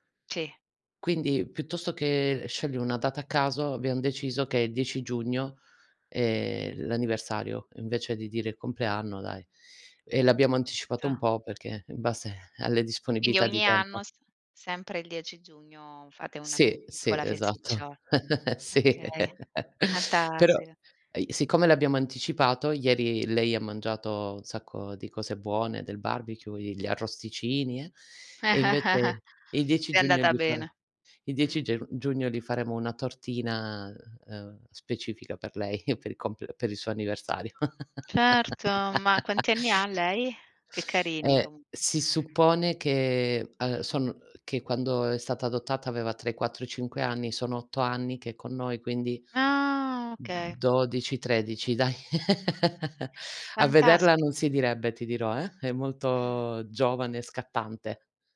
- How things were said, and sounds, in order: "disponibilità" said as "disponibità"; laugh; laughing while speaking: "Sì"; "piccola" said as "iccola"; laugh; chuckle; other background noise; chuckle; laugh; drawn out: "Ah"; chuckle
- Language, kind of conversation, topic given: Italian, unstructured, Qual è un ricordo d’infanzia che ti fa sorridere?